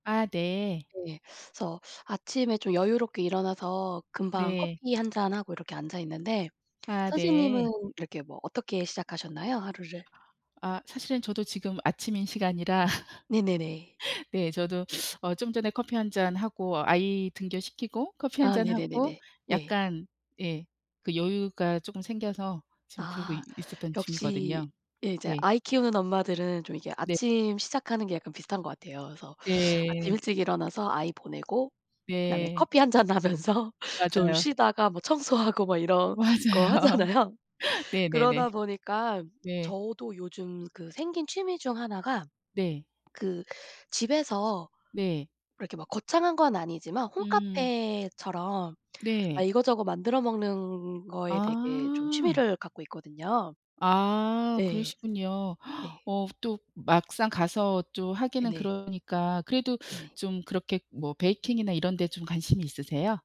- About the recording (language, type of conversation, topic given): Korean, unstructured, 스트레스를 해소하는 데 가장 도움이 되는 취미는 무엇인가요?
- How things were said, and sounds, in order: tapping; other background noise; laugh; laughing while speaking: "하면서"; laughing while speaking: "맞아요"; laughing while speaking: "청소하고"; laughing while speaking: "하잖아요"